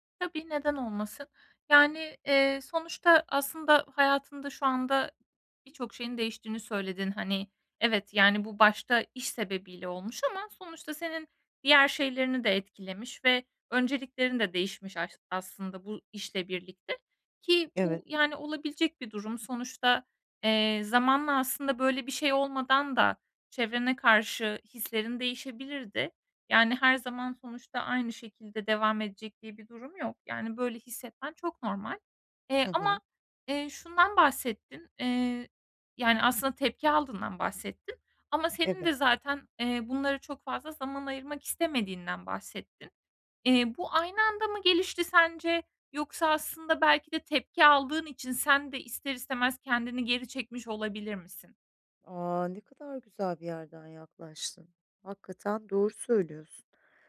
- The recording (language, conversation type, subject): Turkish, advice, Hayatımda son zamanlarda olan değişiklikler yüzünden arkadaşlarımla aram açılıyor; bunu nasıl dengeleyebilirim?
- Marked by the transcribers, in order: tapping